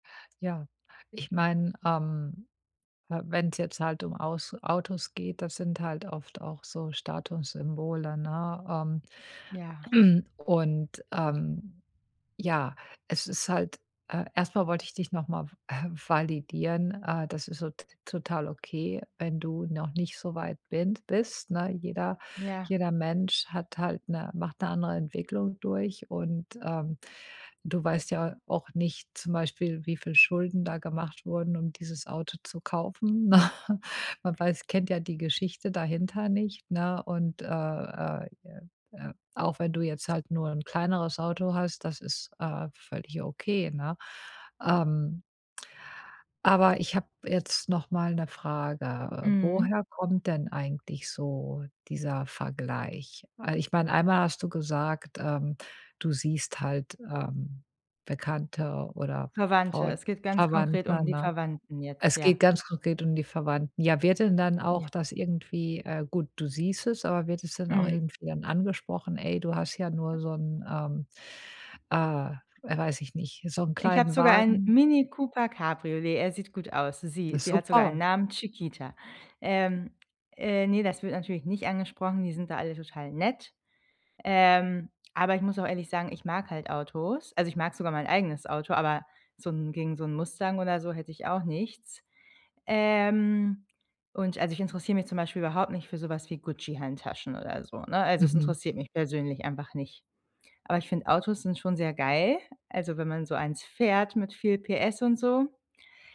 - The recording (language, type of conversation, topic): German, advice, Wie kann ich beim Einkaufen aufhören, mich mit anderen zu vergleichen?
- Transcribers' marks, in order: throat clearing; other background noise; chuckle